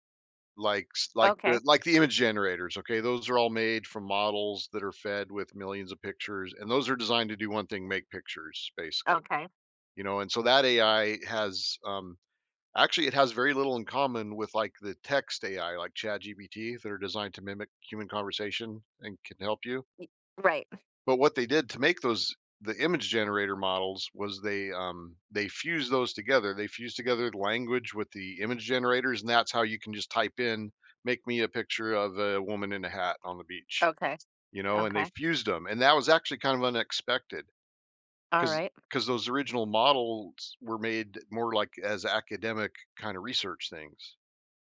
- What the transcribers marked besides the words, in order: other background noise; tapping
- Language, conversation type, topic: English, unstructured, How do you think artificial intelligence will change our lives in the future?